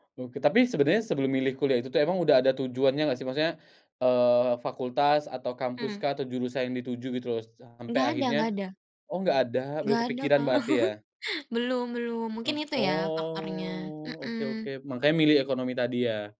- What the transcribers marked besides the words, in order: chuckle; drawn out: "oh"
- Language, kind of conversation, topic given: Indonesian, podcast, Bagaimana kamu membedakan keinginanmu sendiri dari pengaruh orang lain?